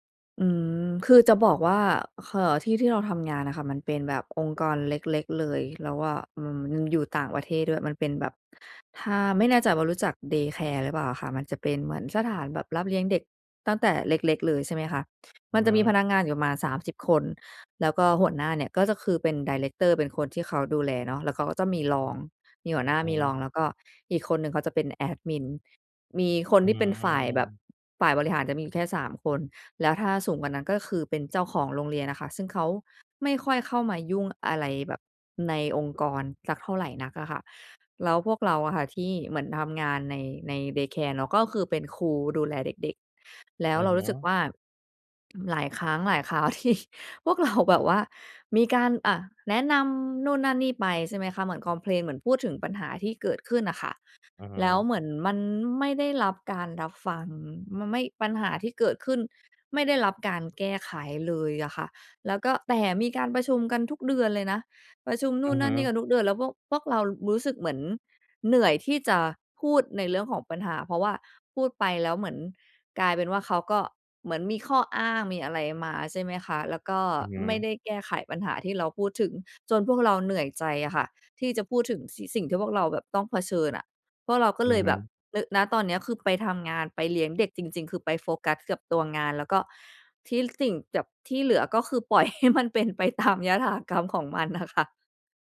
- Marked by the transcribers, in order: in English: "เดย์แคร์"; in English: "เดย์แคร์"; laughing while speaking: "ที่พวกเรา"; laughing while speaking: "ปล่อยให้มันเป็นไปตามยถากรรมของมันน่ะค่ะ"
- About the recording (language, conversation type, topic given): Thai, advice, ฉันควรทำอย่างไรเมื่อรู้สึกว่าถูกมองข้ามและไม่ค่อยได้รับการยอมรับในที่ทำงานและในการประชุม?